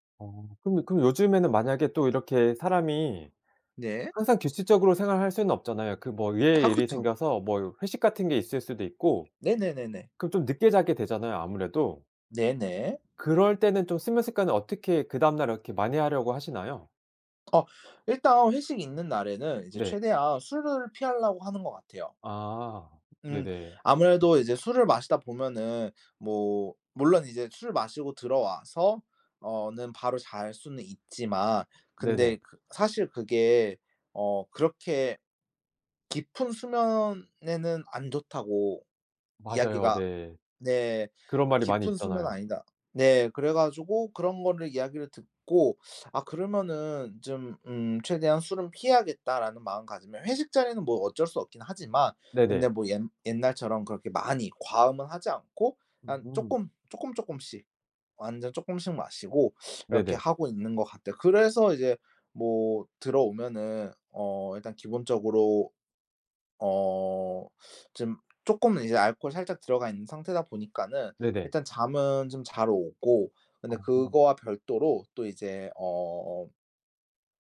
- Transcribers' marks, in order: other background noise
- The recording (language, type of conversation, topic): Korean, podcast, 잠을 잘 자려면 어떤 습관을 지키면 좋을까요?